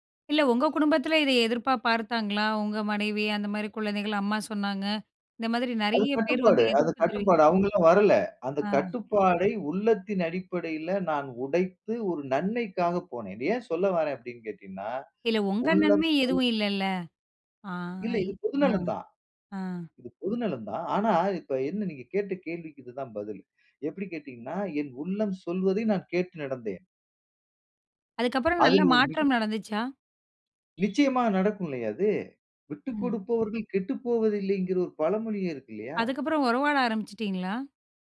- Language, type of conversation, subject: Tamil, podcast, உங்கள் உள்ளக் குரலை நீங்கள் எப்படி கவனித்துக் கேட்கிறீர்கள்?
- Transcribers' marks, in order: other noise